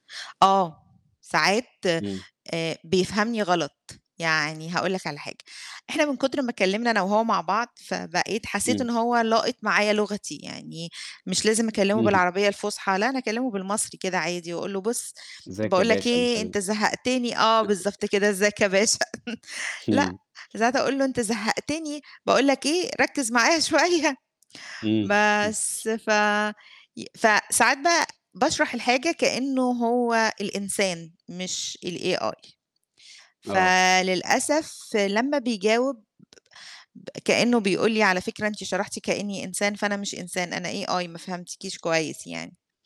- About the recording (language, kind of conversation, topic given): Arabic, podcast, إزاي بتستفيد من الذكاء الاصطناعي في حياتك اليومية؟
- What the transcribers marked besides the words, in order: laugh; tapping; laughing while speaking: "باشا"; chuckle; in English: "الAI"; in English: "AI"